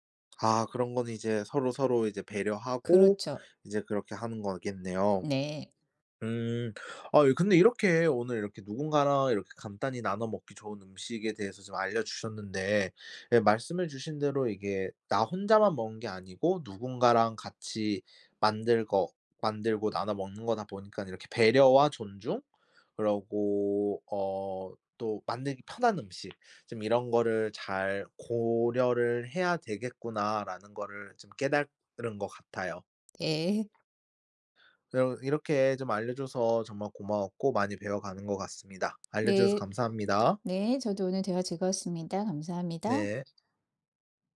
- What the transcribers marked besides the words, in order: tapping; laughing while speaking: "예"; other background noise
- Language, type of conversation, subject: Korean, podcast, 간단히 나눠 먹기 좋은 음식 추천해줄래?